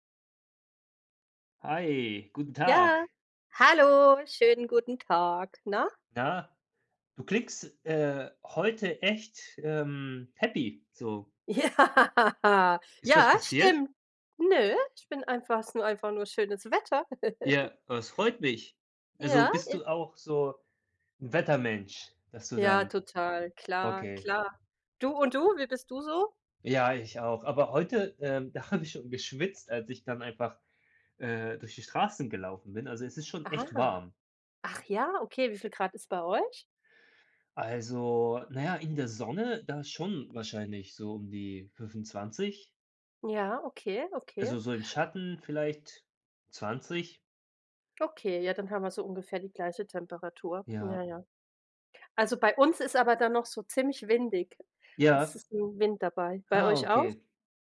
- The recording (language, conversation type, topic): German, unstructured, Welcher Film hat dich zuletzt richtig begeistert?
- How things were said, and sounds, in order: joyful: "Ja, hallo, schönen guten Tag, na?"; laughing while speaking: "Ja"; laugh; laughing while speaking: "da"